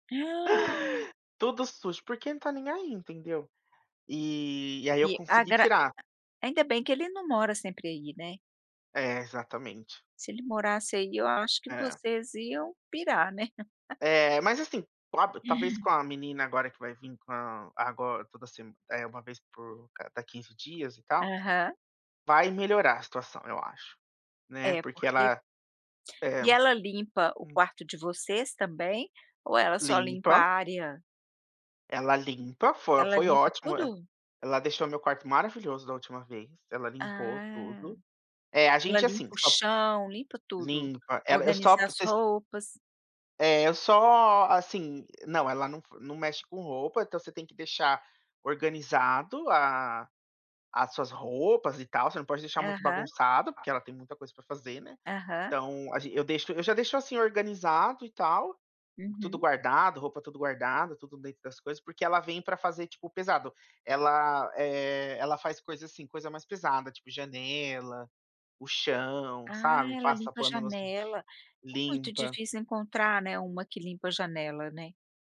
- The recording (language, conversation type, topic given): Portuguese, podcast, Como falar sobre tarefas domésticas sem brigar?
- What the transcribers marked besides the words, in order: chuckle; tapping; other background noise; drawn out: "Ah"